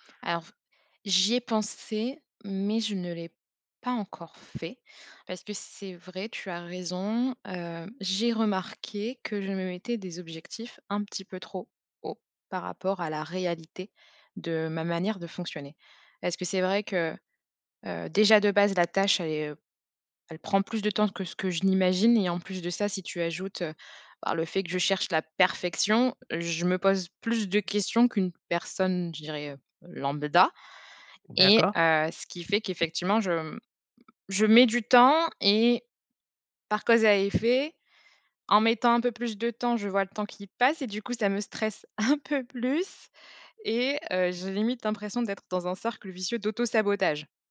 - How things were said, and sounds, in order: tapping; stressed: "lambda"; laughing while speaking: "un"; other background noise
- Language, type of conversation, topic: French, advice, Comment le perfectionnisme bloque-t-il l’avancement de tes objectifs ?